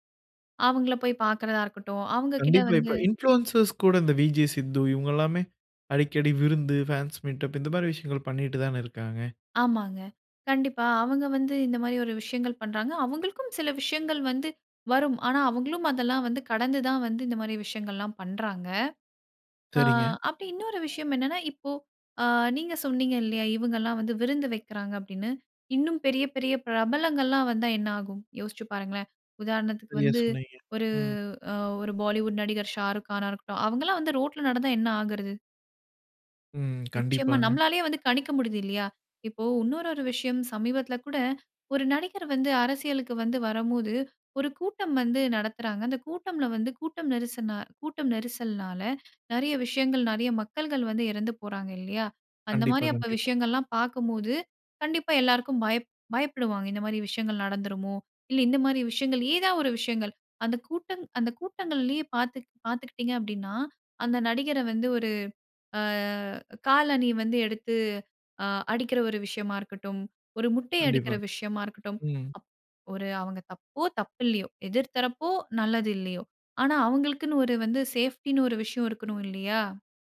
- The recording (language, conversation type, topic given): Tamil, podcast, ரசிகர்களுடன் நெருக்கமான உறவை ஆரோக்கியமாக வைத்திருக்க என்னென்ன வழிமுறைகள் பின்பற்ற வேண்டும்?
- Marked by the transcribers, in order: in English: "இன்ஃபிலுயன்சர்ஸ்"; in English: "மீட்டப்"; in English: "சேஃப்டின்னு"